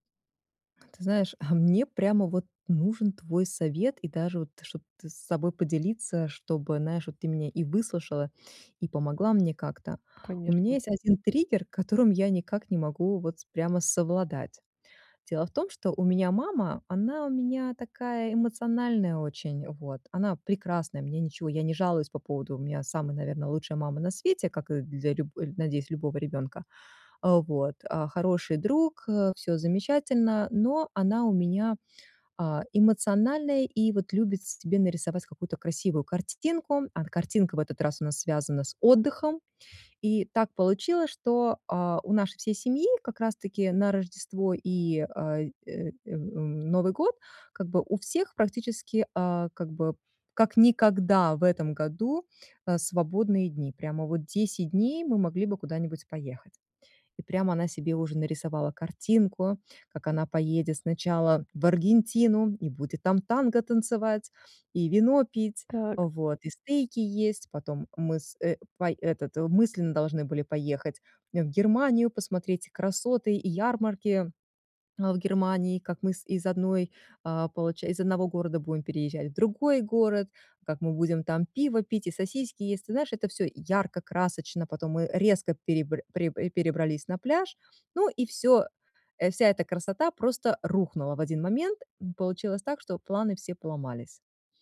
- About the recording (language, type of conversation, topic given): Russian, advice, Как мне развить устойчивость к эмоциональным триггерам и спокойнее воспринимать критику?
- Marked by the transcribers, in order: none